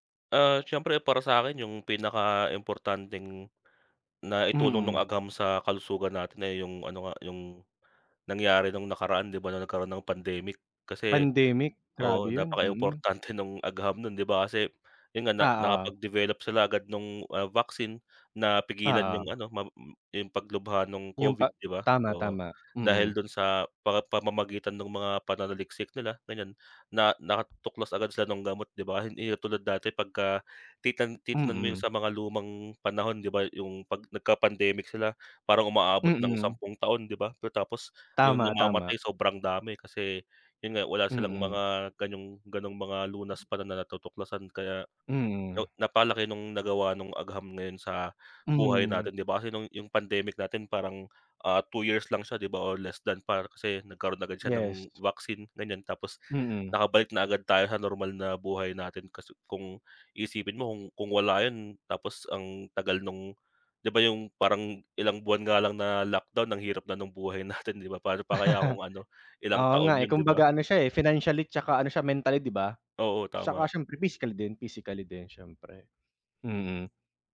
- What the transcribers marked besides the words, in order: tapping; chuckle; chuckle; other background noise
- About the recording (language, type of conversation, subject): Filipino, unstructured, Sa anong mga paraan nakakatulong ang agham sa pagpapabuti ng ating kalusugan?